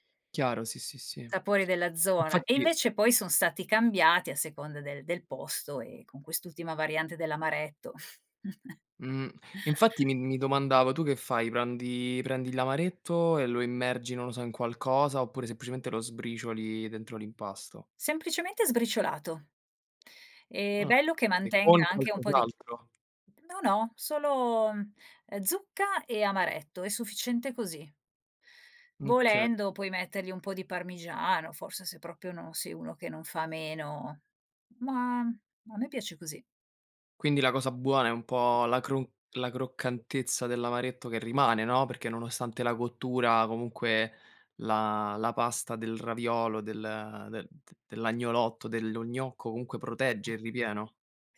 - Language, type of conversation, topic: Italian, podcast, C’è una ricetta che racconta la storia della vostra famiglia?
- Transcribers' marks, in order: chuckle; other background noise; "okay" said as "kay"; unintelligible speech